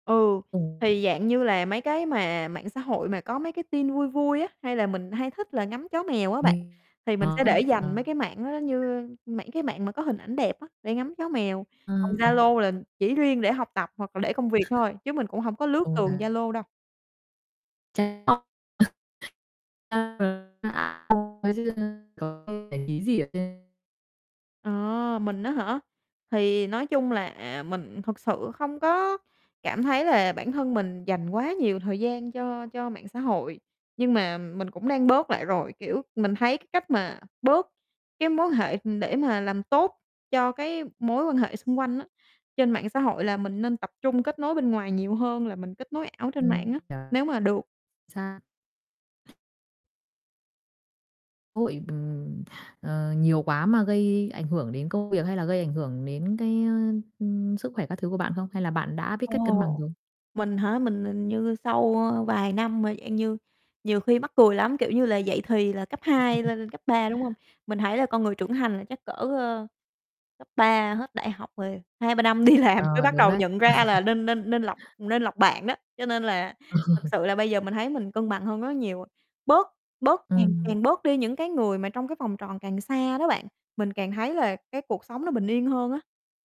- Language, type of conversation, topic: Vietnamese, podcast, Bạn nghĩ mạng xã hội nhìn chung đang giúp hay làm hại các mối quan hệ xã hội?
- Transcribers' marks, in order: other background noise; distorted speech; unintelligible speech; tapping; unintelligible speech; unintelligible speech; chuckle; laughing while speaking: "đi làm"; chuckle; laughing while speaking: "Ờ"